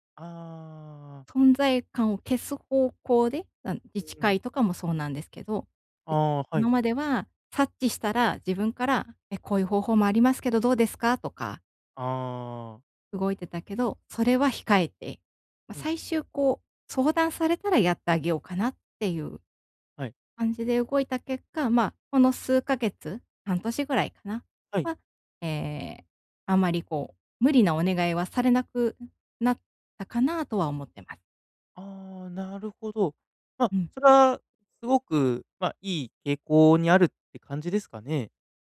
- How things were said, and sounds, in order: other noise
- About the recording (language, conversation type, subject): Japanese, advice, 人にNOと言えず負担を抱え込んでしまうのは、どんな場面で起きますか？